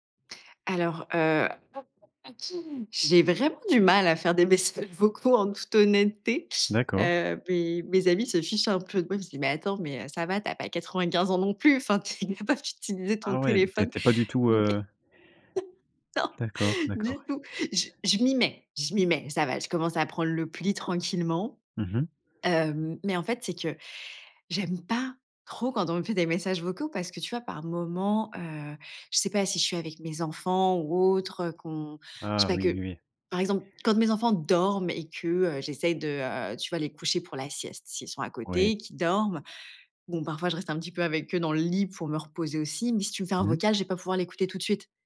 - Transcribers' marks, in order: "messages" said as "baisselles"; other background noise; laughing while speaking: "enfin, tu es capable d'utiliser ton téléphone"; laugh
- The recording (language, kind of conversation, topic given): French, podcast, Comment les textos et les émojis ont-ils compliqué la communication ?